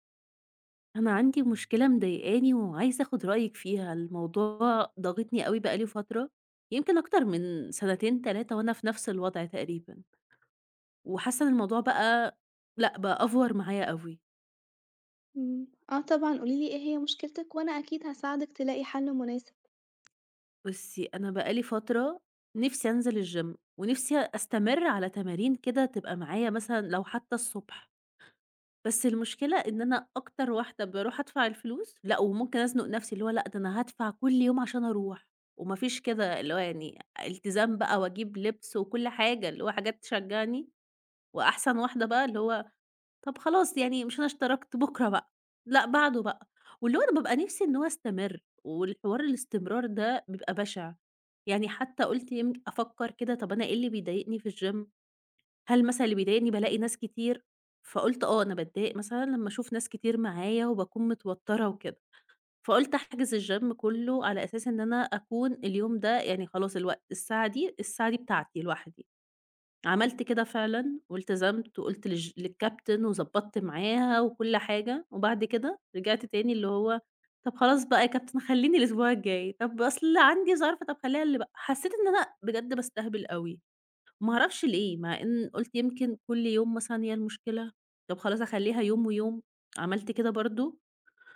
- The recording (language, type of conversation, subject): Arabic, advice, إزاي أطلع من ملل روتين التمرين وألاقي تحدّي جديد؟
- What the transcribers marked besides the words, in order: tapping; in English: "أفوَّر"; in English: "الgym"; in English: "الgym؟"; in English: "الgym"; in English: "للcaptain"; in English: "captain"